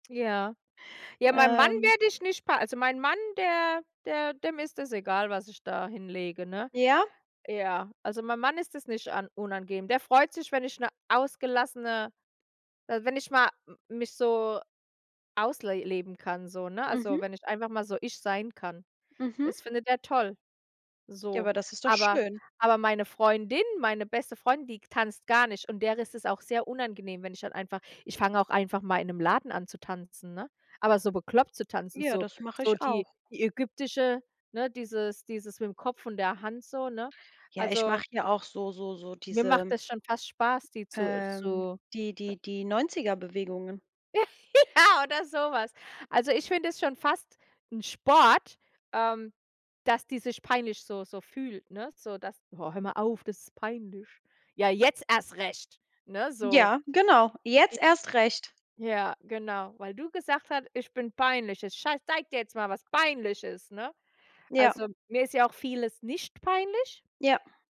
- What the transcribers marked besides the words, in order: stressed: "Freundin"; giggle; other background noise; put-on voice: "Oh, hör mal auf, das ist peinlich"; stressed: "jetzt"; stressed: "peinlich"; stressed: "nicht"
- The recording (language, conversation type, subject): German, unstructured, Was macht für dich eine schöne Feier aus?